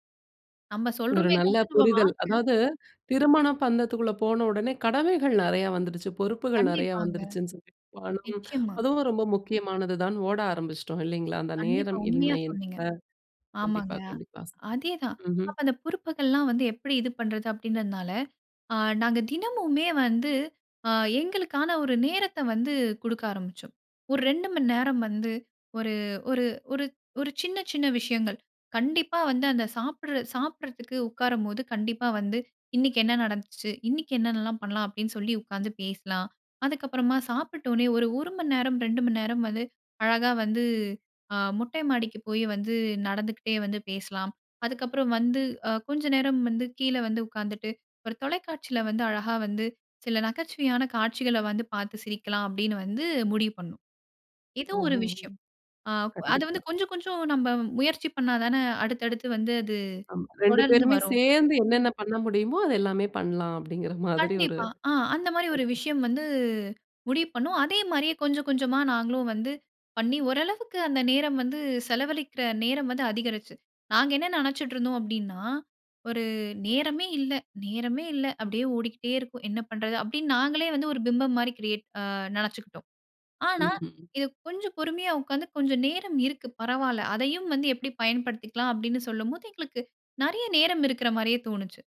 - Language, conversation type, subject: Tamil, podcast, நேரமா, பணமா—நீங்கள் எதற்கு அதிக முக்கியத்துவம் தருவீர்கள்?
- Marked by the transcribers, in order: unintelligible speech; unintelligible speech; unintelligible speech; unintelligible speech; in English: "கிரியேட்"